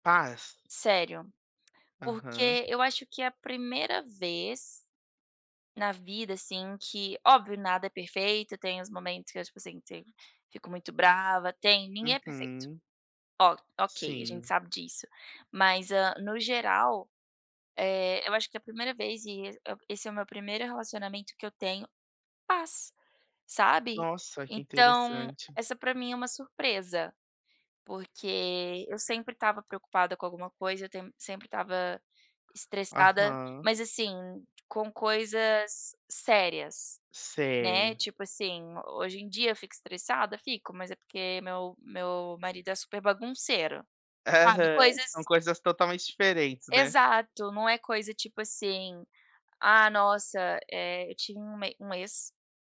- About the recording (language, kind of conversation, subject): Portuguese, unstructured, Qual foi a maior surpresa que o amor lhe trouxe?
- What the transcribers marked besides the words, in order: tapping; stressed: "paz"